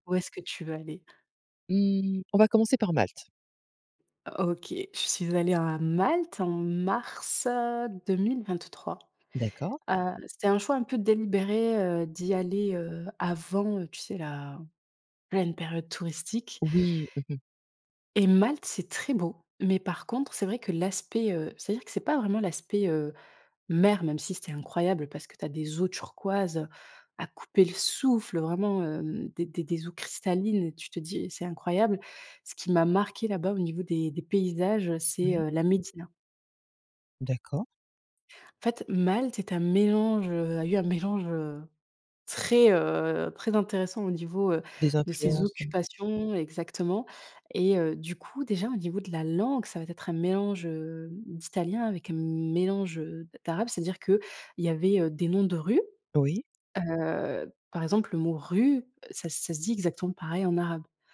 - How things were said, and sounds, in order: none
- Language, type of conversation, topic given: French, podcast, Quel paysage t’a coupé le souffle en voyage ?